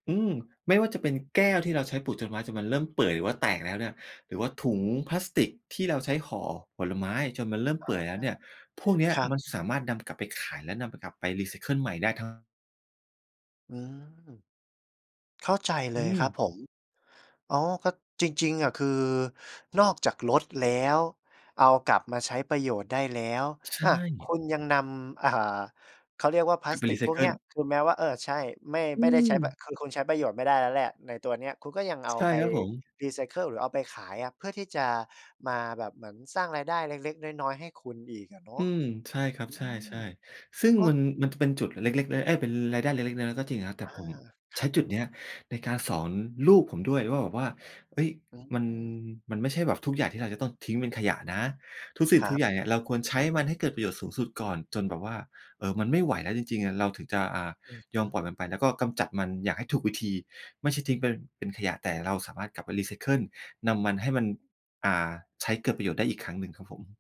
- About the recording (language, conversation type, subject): Thai, podcast, คุณเคยลองลดการใช้พลาสติกด้วยวิธีไหนมาบ้าง?
- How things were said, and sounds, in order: tapping; other background noise